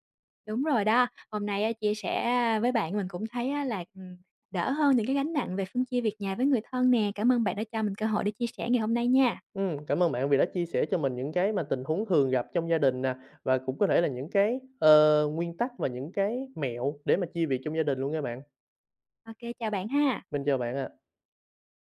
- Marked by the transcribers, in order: tapping; other background noise
- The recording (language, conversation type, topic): Vietnamese, podcast, Làm sao bạn phân chia trách nhiệm làm việc nhà với người thân?